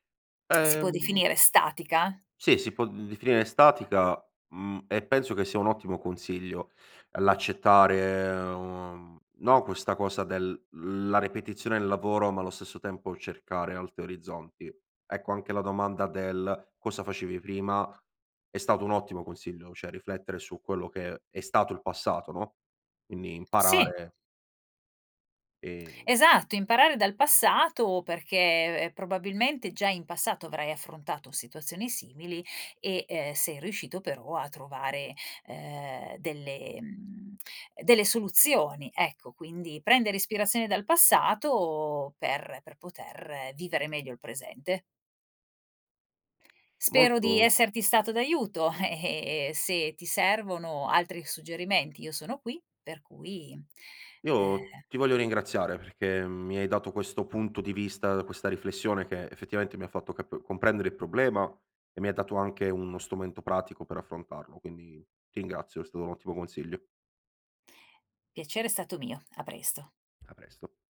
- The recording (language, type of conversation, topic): Italian, advice, Come posso smettere di sentirmi ripetitivo e trovare idee nuove?
- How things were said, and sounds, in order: other background noise